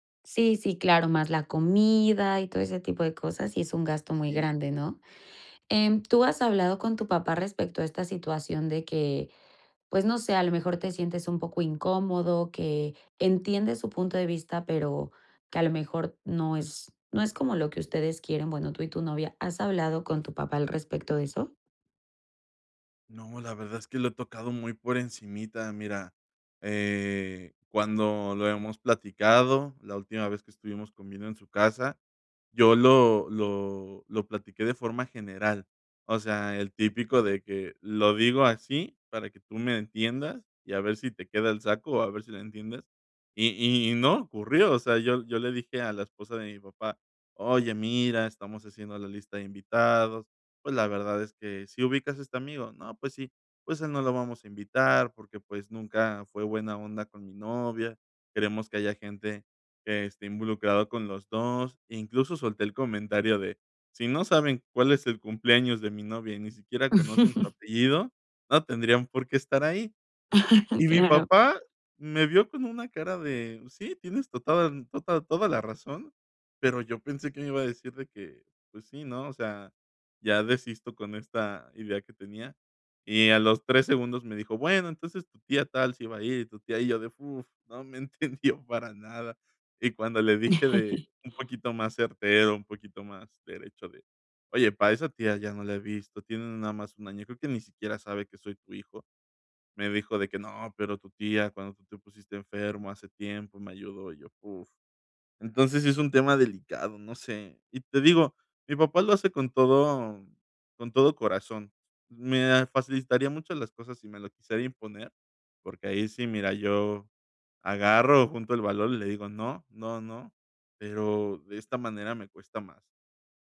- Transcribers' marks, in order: laugh; laugh; other background noise; laughing while speaking: "entendió"; laugh
- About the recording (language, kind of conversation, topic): Spanish, advice, ¿Cómo te sientes respecto a la obligación de seguir tradiciones familiares o culturales?
- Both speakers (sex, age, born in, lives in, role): female, 30-34, Mexico, Mexico, advisor; male, 30-34, Mexico, Mexico, user